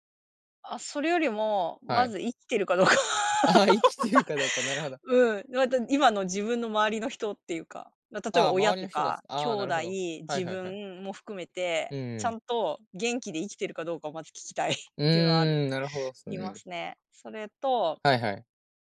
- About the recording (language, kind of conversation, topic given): Japanese, unstructured, 将来の自分に会えたら、何を聞きたいですか？
- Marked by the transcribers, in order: laughing while speaking: "どうか"; laugh